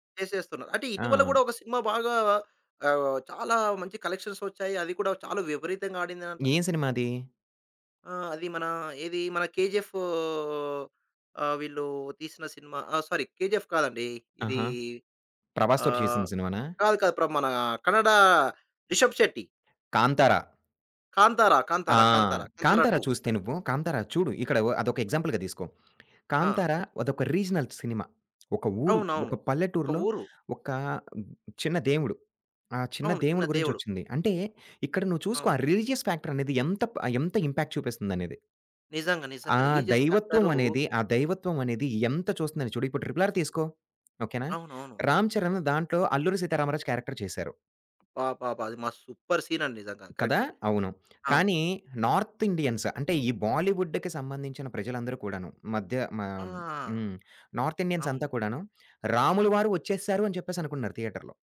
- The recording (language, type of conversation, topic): Telugu, podcast, బాలీవుడ్ మరియు టాలీవుడ్‌ల పాపులర్ కల్చర్‌లో ఉన్న ప్రధాన తేడాలు ఏమిటి?
- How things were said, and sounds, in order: in English: "కలెక్షన్స్"; in English: "సారీ"; other background noise; in English: "ఎగ్జాంపుల్‌గా"; in English: "రీజనల్"; in English: "రిలిజియస్ ఫ్యాక్టర్"; in English: "ఇంపాక్ట్"; in English: "రిలిజియస్"; in English: "క్యారెక్టర్"; in English: "సూపర్"; in English: "నార్త్ ఇండియన్స్"; in English: "నార్త్ ఇండియన్స్"; in English: "థియేటర్‌లో"